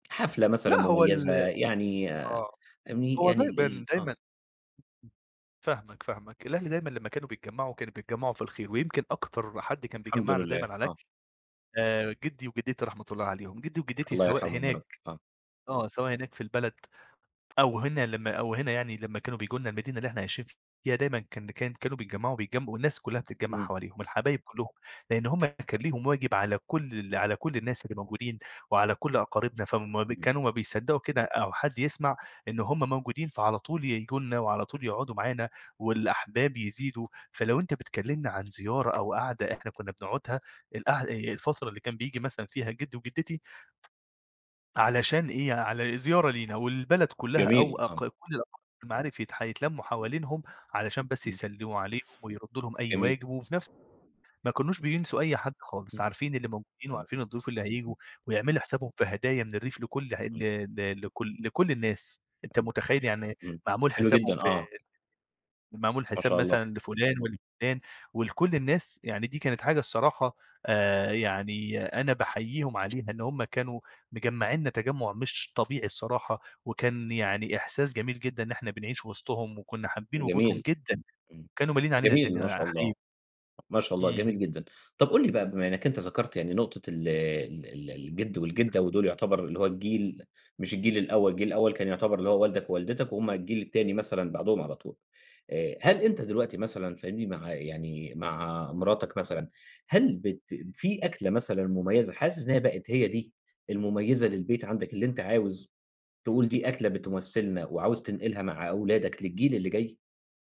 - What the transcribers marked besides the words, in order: tapping
- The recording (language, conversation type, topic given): Arabic, podcast, إيه الأكلة اللي أول ما تشم ريحتها أو تدوقها بتفكّرك فورًا ببيتكم؟